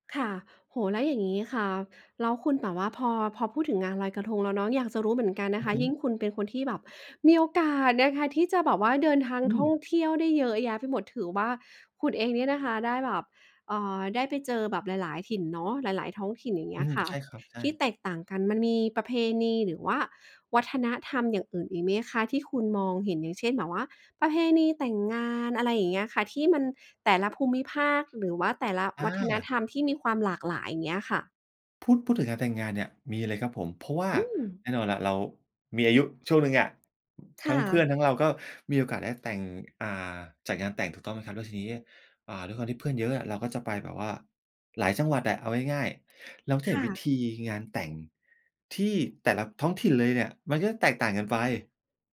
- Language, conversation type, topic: Thai, podcast, เคยไปร่วมพิธีท้องถิ่นไหม และรู้สึกอย่างไรบ้าง?
- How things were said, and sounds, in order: none